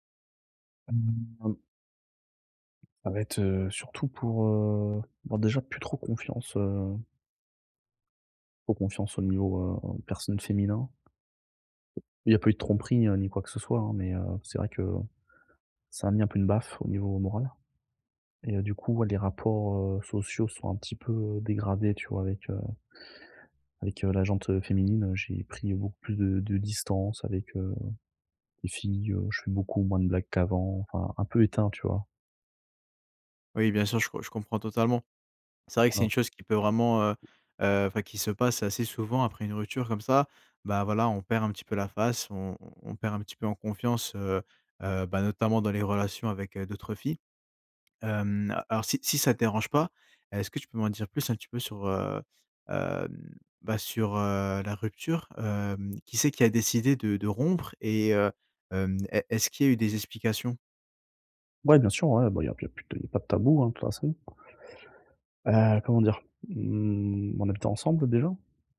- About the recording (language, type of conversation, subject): French, advice, Comment décrirais-tu ta rupture récente et pourquoi as-tu du mal à aller de l’avant ?
- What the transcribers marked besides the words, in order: unintelligible speech; tapping